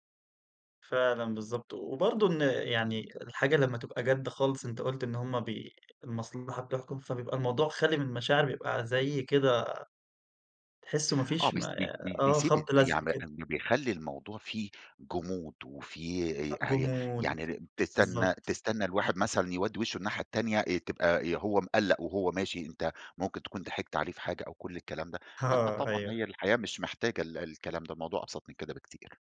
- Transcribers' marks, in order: tapping
- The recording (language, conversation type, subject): Arabic, podcast, إزاي كوّنت صداقة مع حد من ثقافة مختلفة؟
- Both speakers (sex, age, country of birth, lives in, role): male, 20-24, Egypt, Egypt, host; male, 40-44, Egypt, Egypt, guest